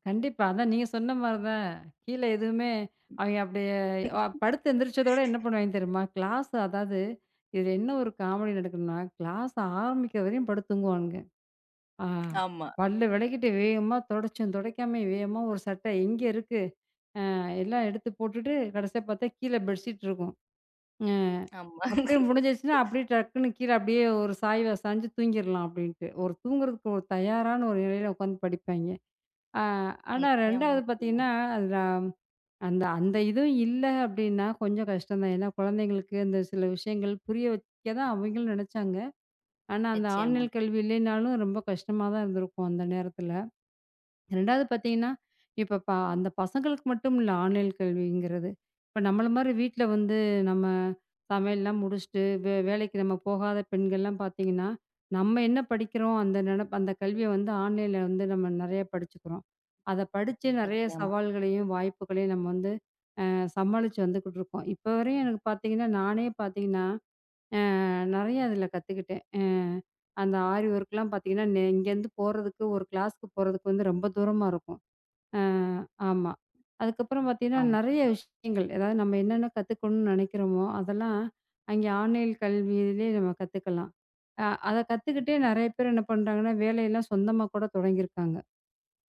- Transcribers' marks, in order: other noise; laugh; in English: "கிளாஸ்"; in English: "காமடி"; in English: "கிளாஸ்"; in English: "பெட்ஷீட்"; laugh; in English: "ஆன்லைன்"; in English: "ஆன்லைன்"; in English: "ஆன்லைன்ல"; background speech; in English: "ஆரிவொர்"; in English: "கிளாஸ்"; in English: "ஆன்லைன்"
- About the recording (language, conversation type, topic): Tamil, podcast, ஆன்லைன் கல்வியின் சவால்களையும் வாய்ப்புகளையும் எதிர்காலத்தில் எப்படிச் சமாளிக்கலாம்?